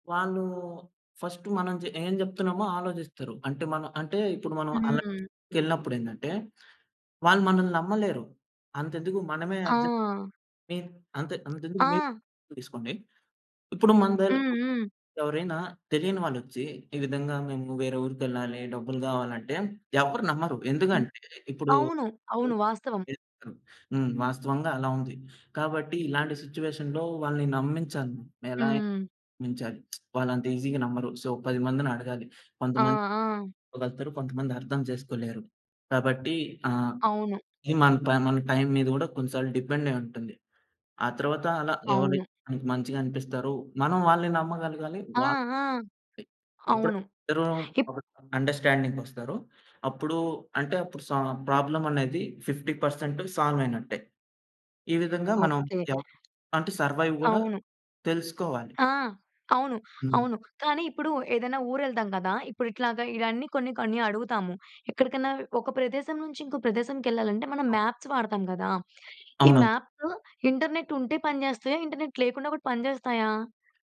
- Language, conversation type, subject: Telugu, podcast, దూరప్రాంతంలో ఫోన్ చార్జింగ్ సౌకర్యం లేకపోవడం లేదా నెట్‌వర్క్ అందకపోవడం వల్ల మీకు ఎదురైన సమస్య ఏమిటి?
- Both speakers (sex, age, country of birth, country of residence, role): female, 20-24, India, India, host; male, 20-24, India, India, guest
- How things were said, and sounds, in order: in English: "ఫస్ట్"; other background noise; tapping; in English: "సిట్యుయేషన్‌లో"; lip smack; in English: "ఈజీగా"; in English: "సో"; in English: "డిపెండ్"; in English: "అండర్స్టాండింగ్‌కొస్తారో"; in English: "ప్రాబ్లమ్"; in English: "ఫిఫ్టీ పర్సెంట్ సాల్వ్"; in English: "సర్వైవ్"; in English: "మాప్స్"; in English: "ఇంటర్నెట్"; in English: "ఇంటర్నెట్"